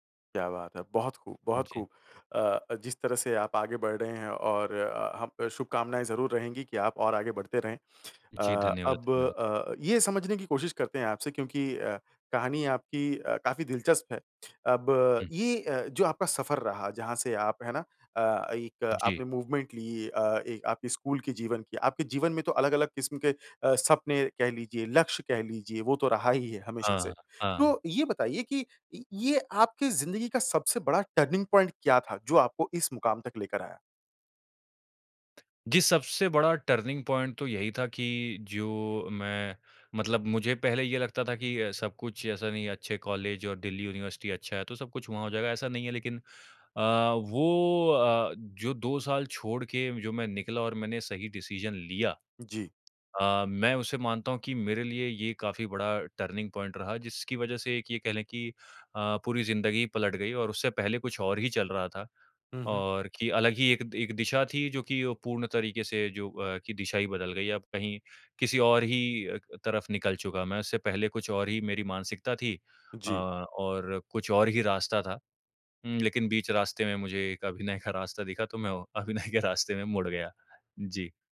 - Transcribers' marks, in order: tapping; in English: "मूवमेंट"; in English: "टर्निंग पॉइंट"; other background noise; in English: "टर्निंग पॉइंट"; in English: "डिसीज़न"; in English: "टर्निंग पॉइंट"; laughing while speaking: "अभिनय"
- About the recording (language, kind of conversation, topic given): Hindi, podcast, अपने डर पर काबू पाने का अनुभव साझा कीजिए?